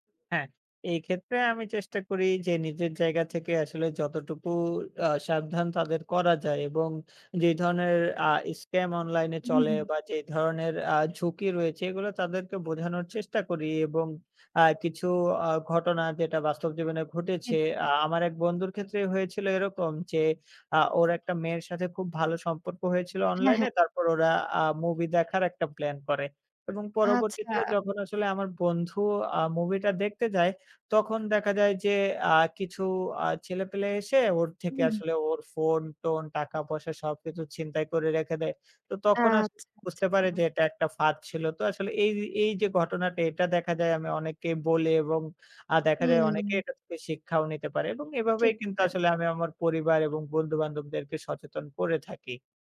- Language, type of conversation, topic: Bengali, podcast, অনলাইনে পরিচয়ের মানুষকে আপনি কীভাবে বাস্তবে সরাসরি দেখা করার পর্যায়ে আনেন?
- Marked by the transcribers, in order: other background noise; tapping; unintelligible speech; unintelligible speech